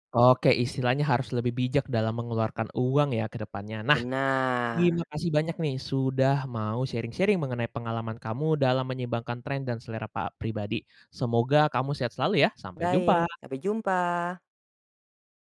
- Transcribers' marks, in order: in English: "sharing-sharing"
- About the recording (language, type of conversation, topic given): Indonesian, podcast, Bagaimana kamu menyeimbangkan tren dengan selera pribadi?